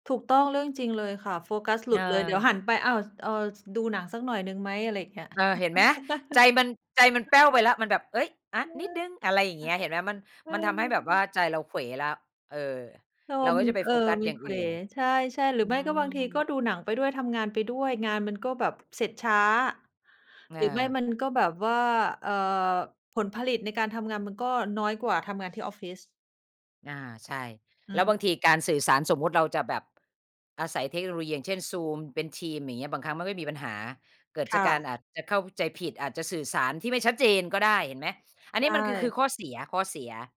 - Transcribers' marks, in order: chuckle; other background noise; tapping
- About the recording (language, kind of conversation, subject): Thai, unstructured, การทำงานจากบ้านมีข้อดีและข้อเสียอย่างไร?